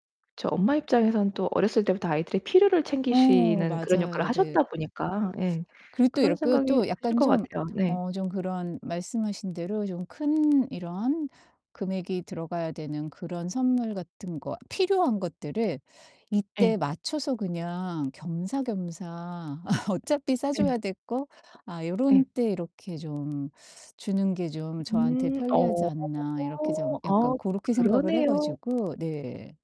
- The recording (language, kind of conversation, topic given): Korean, advice, 예산 안에서 쉽게 멋진 선물을 고르려면 어떤 기준으로 선택하면 좋을까요?
- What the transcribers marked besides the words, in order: distorted speech; laugh; other background noise